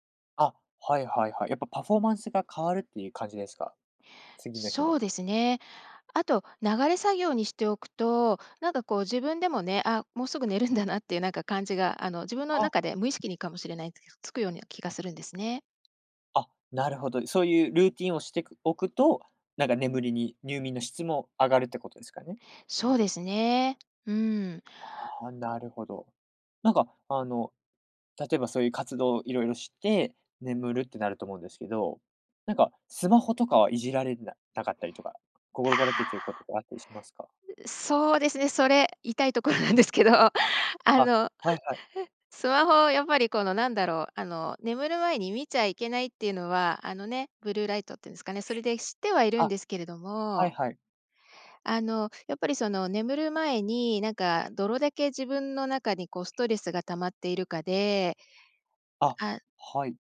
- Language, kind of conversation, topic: Japanese, podcast, 睡眠前のルーティンはありますか？
- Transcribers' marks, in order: laughing while speaking: "痛いところなんですけど、あの"; other noise; "どれだけ" said as "どろだけ"